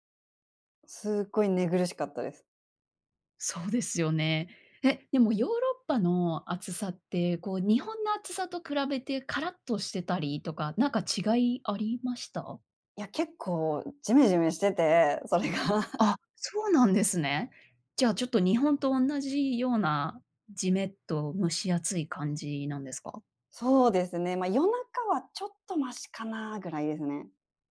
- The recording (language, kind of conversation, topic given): Japanese, podcast, 一番忘れられない旅行の話を聞かせてもらえますか？
- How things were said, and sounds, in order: laughing while speaking: "それが"